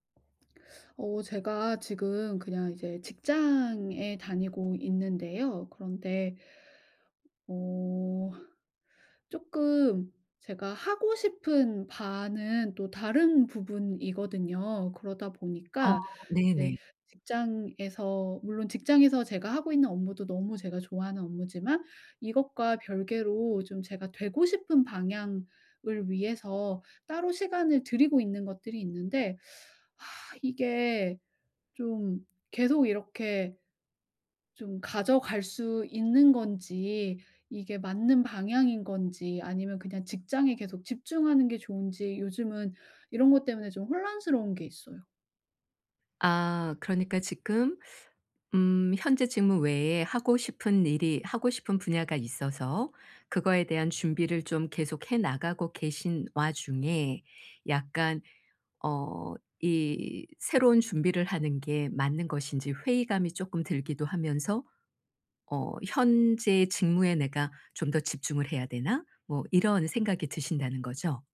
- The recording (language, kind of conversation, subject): Korean, advice, 경력 목표를 어떻게 설정하고 장기 계획을 어떻게 세워야 할까요?
- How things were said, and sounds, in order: tapping; teeth sucking; sigh